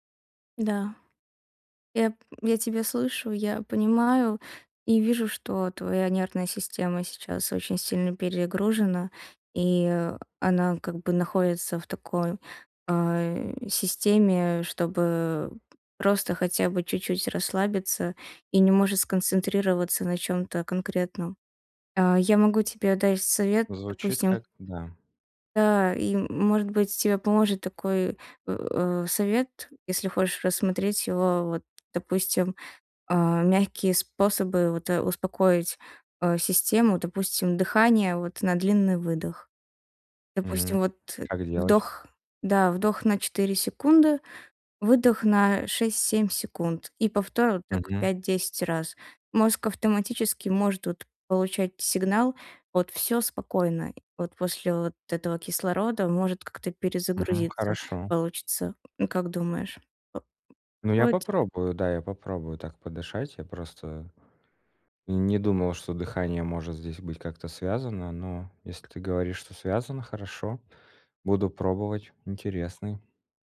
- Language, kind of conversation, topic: Russian, advice, Как поддерживать мотивацию и дисциплину, когда сложно сформировать устойчивую привычку надолго?
- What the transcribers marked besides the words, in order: tapping; other background noise